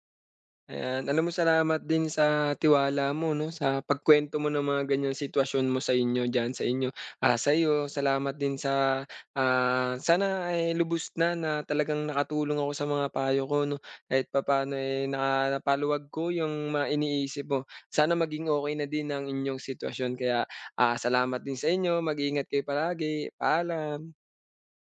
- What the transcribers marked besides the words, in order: none
- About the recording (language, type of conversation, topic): Filipino, advice, Paano ako makakapagpahinga at makapag-relaks sa bahay kapag sobrang stress?